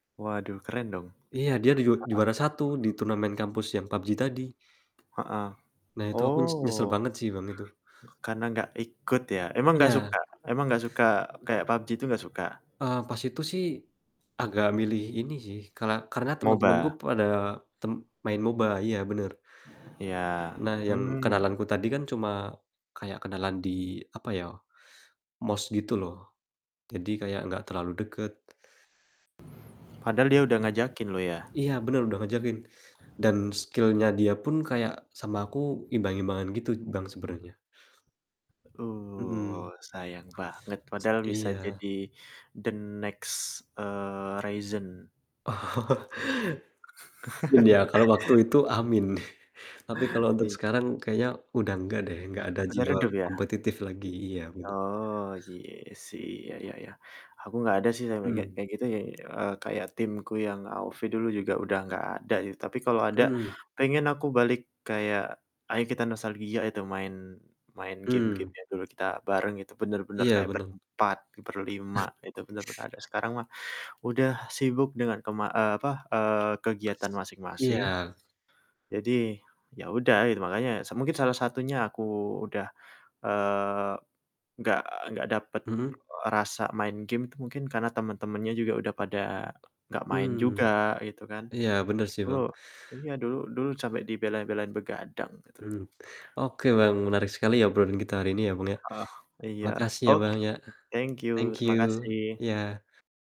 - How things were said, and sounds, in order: static; tapping; distorted speech; other background noise; in English: "skill-nya"; in English: "the next"; laugh; chuckle; chuckle
- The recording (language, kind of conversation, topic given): Indonesian, unstructured, Apa kenangan paling berkesan yang kamu punya dari hobimu?
- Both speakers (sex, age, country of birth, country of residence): male, 25-29, Indonesia, Indonesia; male, 45-49, Indonesia, Indonesia